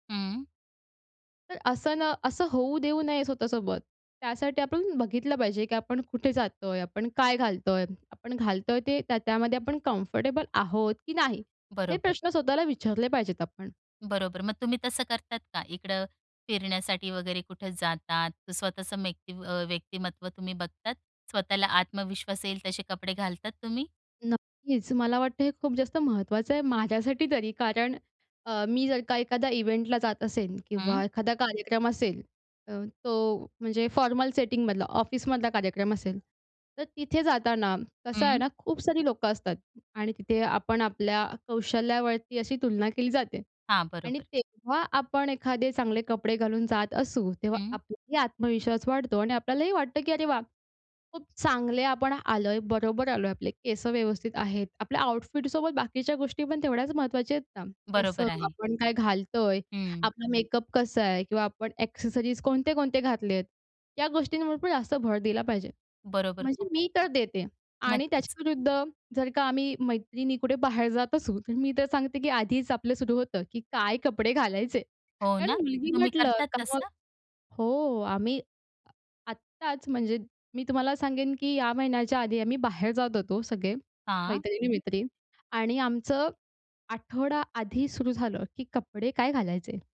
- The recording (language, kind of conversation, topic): Marathi, podcast, तुम्ही स्वतःची स्टाईल ठरवताना साधी-सरळ ठेवायची की रंगीबेरंगी, हे कसे ठरवता?
- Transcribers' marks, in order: in English: "कम्फर्टेबल"; in English: "इव्हेंटला"; in English: "फॉर्मल सेटिंगमधला"; in English: "आउटफिटसोबत"; other background noise; in English: "एक्सेसरीज"